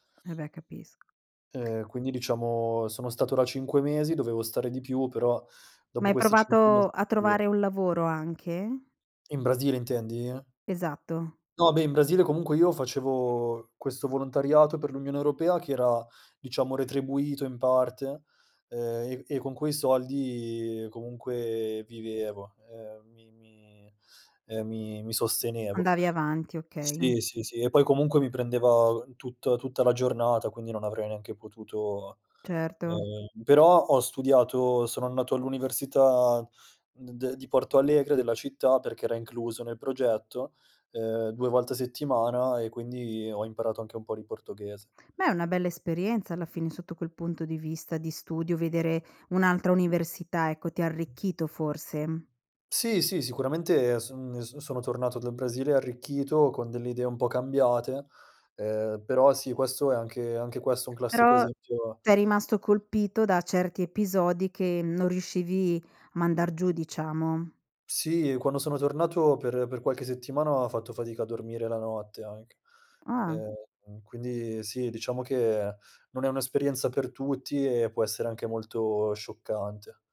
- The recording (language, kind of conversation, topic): Italian, podcast, Come è cambiata la tua identità vivendo in posti diversi?
- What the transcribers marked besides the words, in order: unintelligible speech; other background noise; "di" said as "ri"; tapping